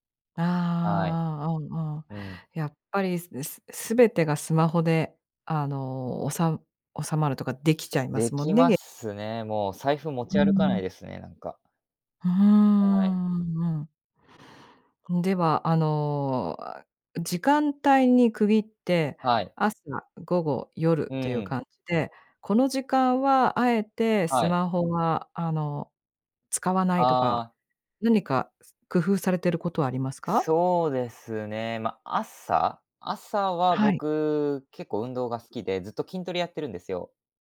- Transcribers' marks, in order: none
- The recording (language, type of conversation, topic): Japanese, podcast, 毎日のスマホの使い方で、特に気をつけていることは何ですか？